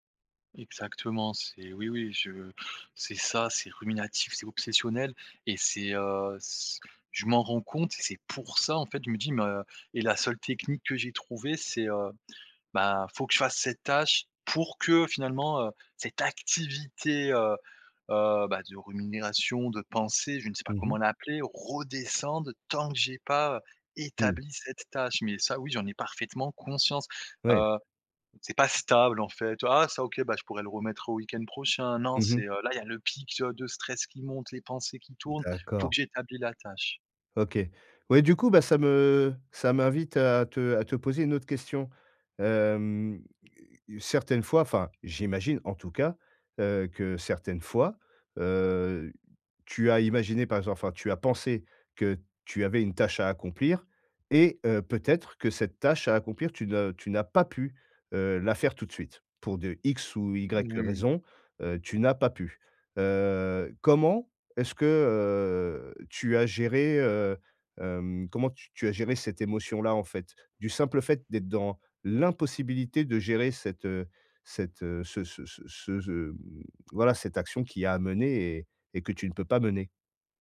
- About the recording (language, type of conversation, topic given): French, advice, Comment puis-je arrêter de ruminer sans cesse mes pensées ?
- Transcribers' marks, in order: stressed: "activité"; "rumination" said as "ruminération"; tapping